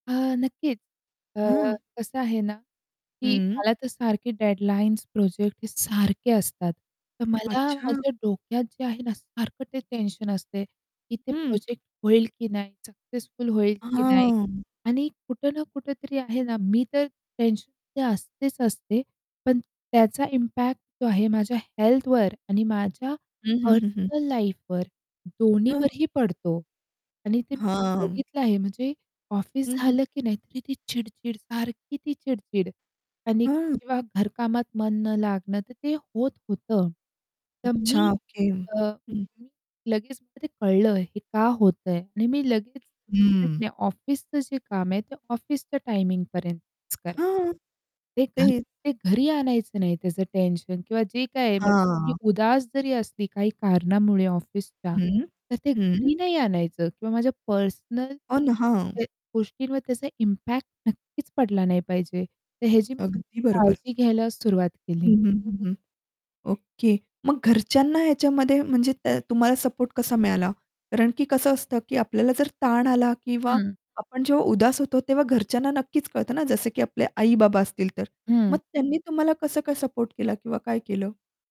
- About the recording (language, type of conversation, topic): Marathi, podcast, कामामुळे उदास वाटू लागल्यावर तुम्ही लगेच कोणती साधी गोष्ट करता?
- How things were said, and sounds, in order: static; distorted speech; in English: "इम्पॅक्ट"; in English: "पर्सनल लाईफवर"; tapping; other background noise; in English: "इम्पॅक्ट"